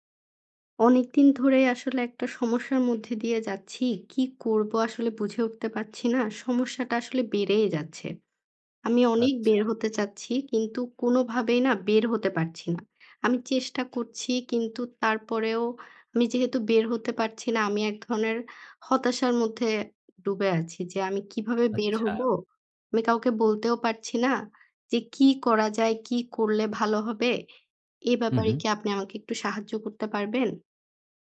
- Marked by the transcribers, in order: none
- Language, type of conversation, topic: Bengali, advice, দীর্ঘ সময় কাজ করার সময় মনোযোগ ধরে রাখতে কষ্ট হলে কীভাবে সাহায্য পাব?